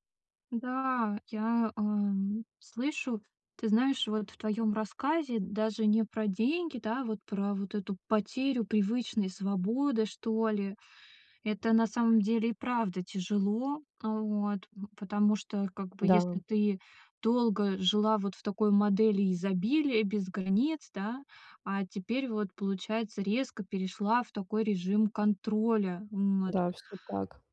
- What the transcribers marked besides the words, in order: none
- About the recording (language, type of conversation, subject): Russian, advice, Как мне экономить деньги, не чувствуя себя лишённым и несчастным?